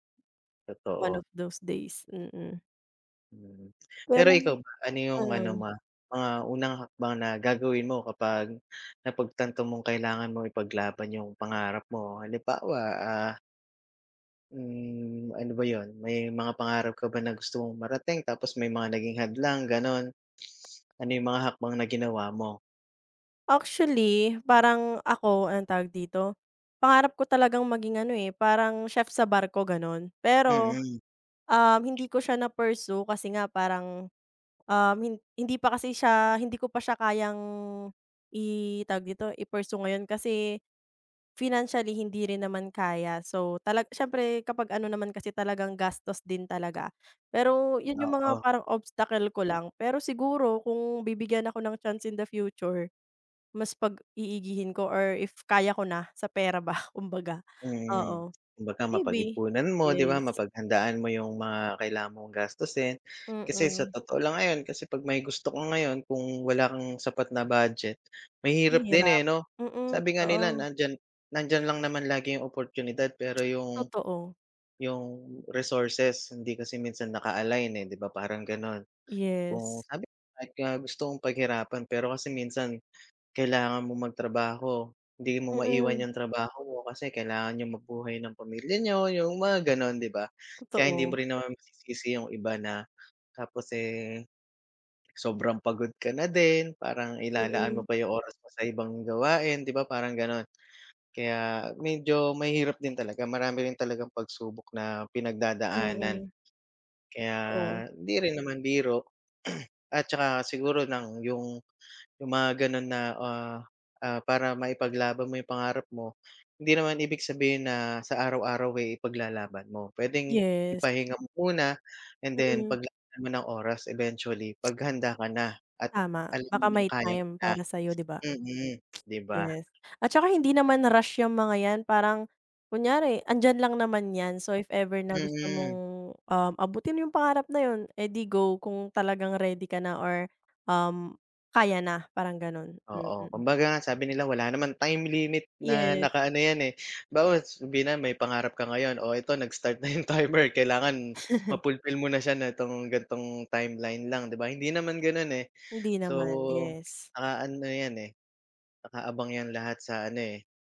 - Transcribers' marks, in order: tapping; in English: "One of those days"; other background noise; tongue click; stressed: "Halimbawa"; drawn out: "Hmm"; blowing; other noise; blowing; blowing; laughing while speaking: "pera ba, kumbaga"; throat clearing; tongue click; laughing while speaking: "'yong timer"; laugh
- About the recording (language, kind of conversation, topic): Filipino, unstructured, Ano ang gagawin mo kung kailangan mong ipaglaban ang pangarap mo?